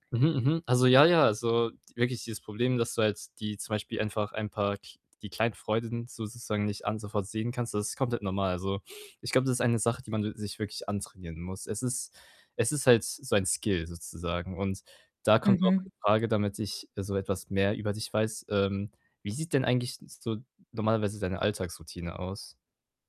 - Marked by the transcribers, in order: in English: "Skill"; distorted speech
- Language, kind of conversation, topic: German, advice, Wie kann ich im Alltag kleine Freuden bewusst wahrnehmen, auch wenn ich gestresst bin?